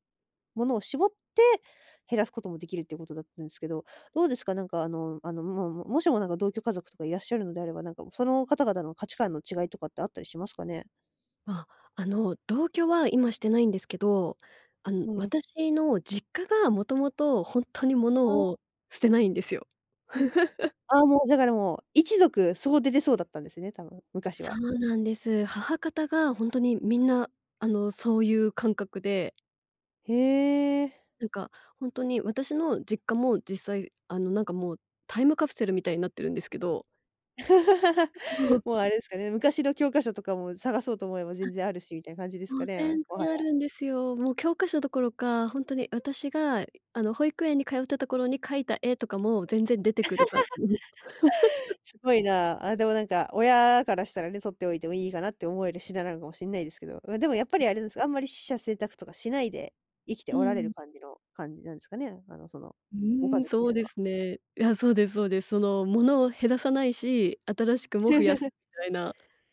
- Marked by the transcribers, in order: other noise; laugh; tapping; laugh; unintelligible speech; laugh; laugh
- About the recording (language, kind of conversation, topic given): Japanese, podcast, 物を減らすとき、どんな基準で手放すかを決めていますか？